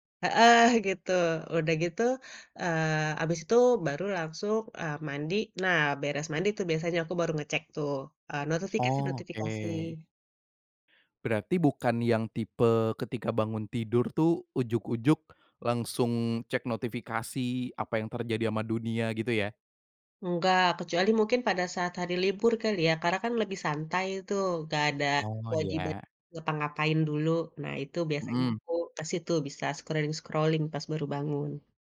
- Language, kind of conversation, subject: Indonesian, podcast, Bagaimana kamu mengatur penggunaan gawai sebelum tidur?
- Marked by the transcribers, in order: in English: "scrolling-scrolling"